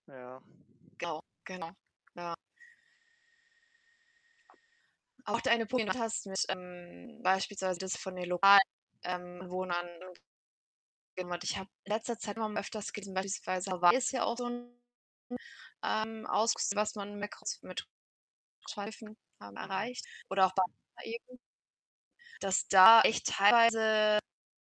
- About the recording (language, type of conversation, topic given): German, unstructured, Was findest du an Kreuzfahrten problematisch?
- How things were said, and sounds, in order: distorted speech; other background noise; unintelligible speech; unintelligible speech; unintelligible speech